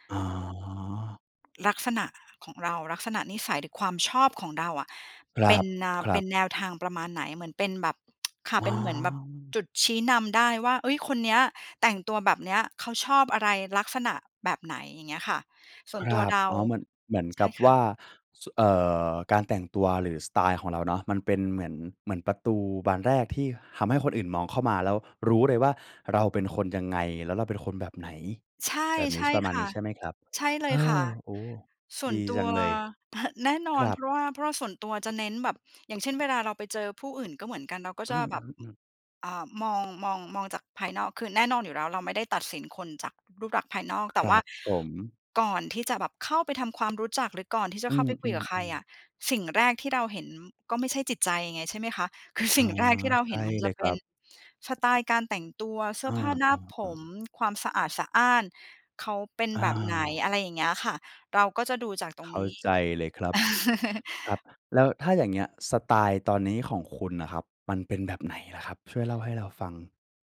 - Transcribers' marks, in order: other background noise; tsk; chuckle; laughing while speaking: "สิ่ง"; tapping; chuckle
- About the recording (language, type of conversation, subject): Thai, podcast, สไตล์การแต่งตัวของคุณบอกอะไรเกี่ยวกับตัวคุณบ้าง?